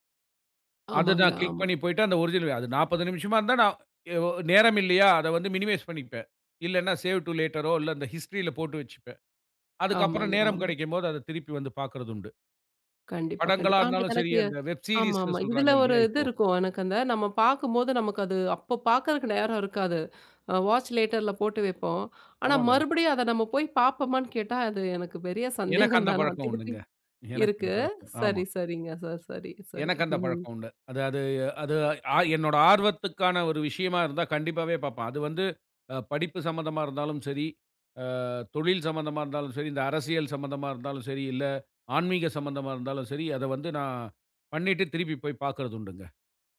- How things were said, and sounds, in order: in English: "க்ளிக்"; in English: "ஒர்ஜினல்"; in English: "மினிமைஸ்"; in English: "சேவ் டூ லேட்டர்"; in English: "ஹிஸ்ட்ரில்"; in English: "வெப் சீரியஸ்ன்னு"; in English: "வாட்ச் லேட்டர்ல"; laughing while speaking: "பெரிய சந்தேகம் தான்"; chuckle
- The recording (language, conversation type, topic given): Tamil, podcast, சின்ன வீடியோக்களா, பெரிய படங்களா—நீங்கள் எதை அதிகம் விரும்புகிறீர்கள்?